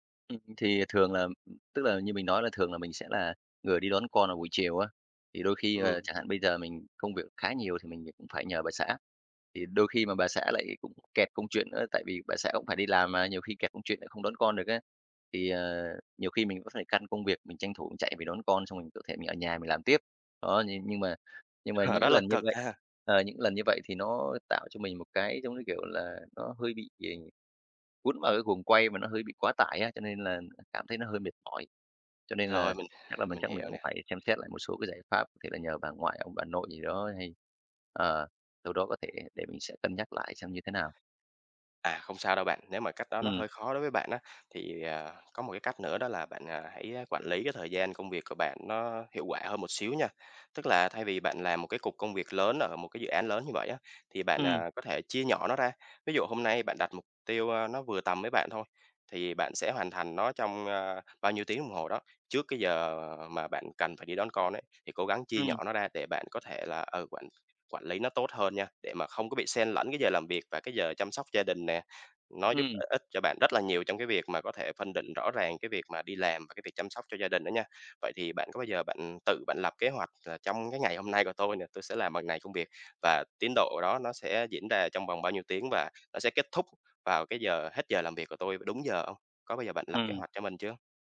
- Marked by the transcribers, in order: other background noise; tapping
- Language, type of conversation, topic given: Vietnamese, advice, Làm thế nào để cân bằng giữa công việc và việc chăm sóc gia đình?